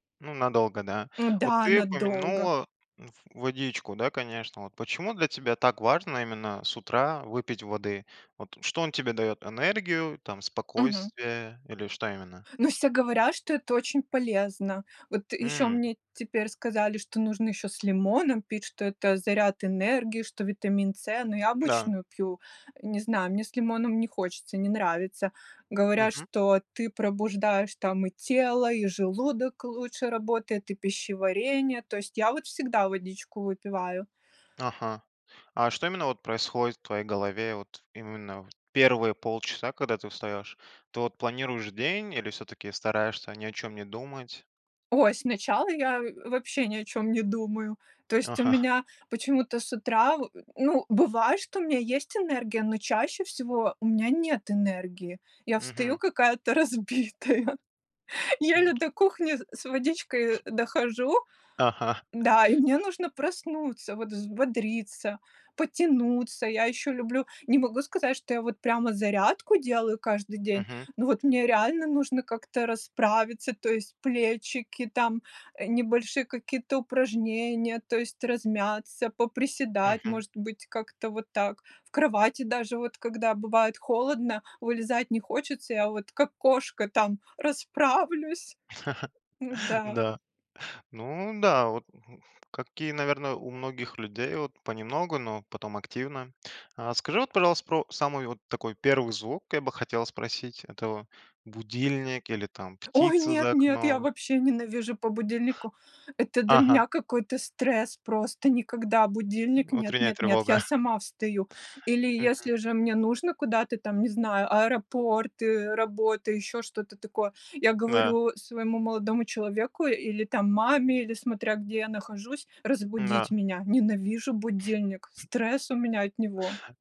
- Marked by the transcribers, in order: tapping; background speech; other background noise; chuckle; laughing while speaking: "разбитая"; other noise; chuckle; grunt; chuckle
- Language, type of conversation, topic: Russian, podcast, Как начинается твой обычный день?